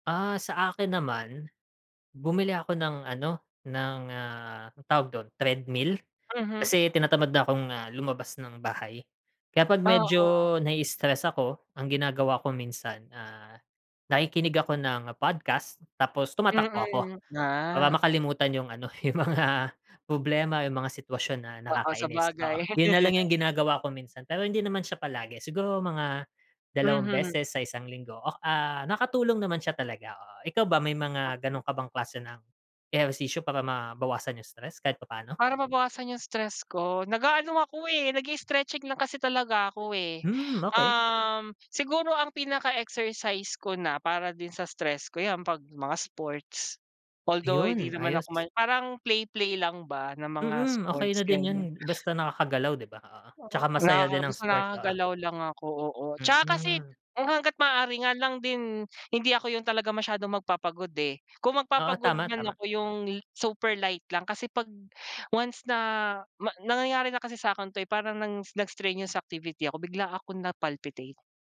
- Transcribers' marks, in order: laughing while speaking: "mga"; laugh; unintelligible speech; in English: "Although"; background speech; in English: "nag-strenuous activity"
- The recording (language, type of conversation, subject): Filipino, unstructured, Paano mo napapanatili ang kalusugan kahit abala ang araw-araw, kabilang ang pag-iwas sa sakit, pagsunod sa tamang pagkain, at pagharap sa stress sa pamamagitan ng ehersisyo?